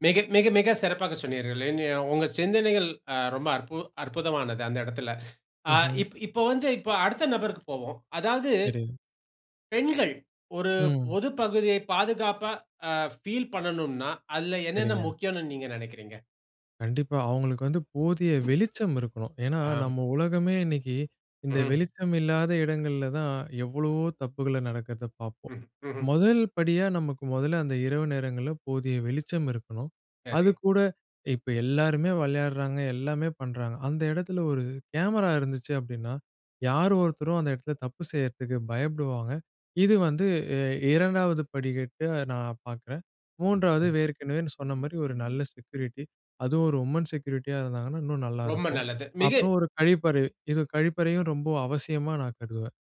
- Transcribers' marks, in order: in English: "ஃபீல்"; tapping; in English: "உமன் செக்யூரிட்டியா"
- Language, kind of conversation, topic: Tamil, podcast, பொதுப் பகுதியை அனைவரும் எளிதாகப் பயன்படுத்தக்கூடியதாக நீங்கள் எப்படி அமைப்பீர்கள்?